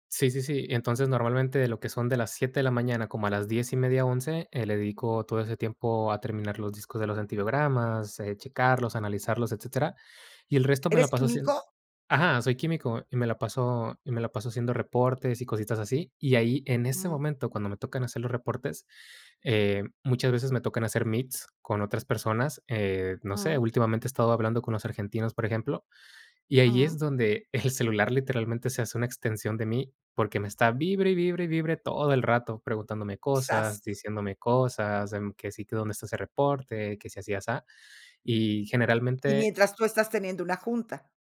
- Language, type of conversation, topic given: Spanish, podcast, ¿Cómo estableces límites entre el trabajo y tu vida personal cuando siempre tienes el celular a la mano?
- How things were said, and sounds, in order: in English: "meets"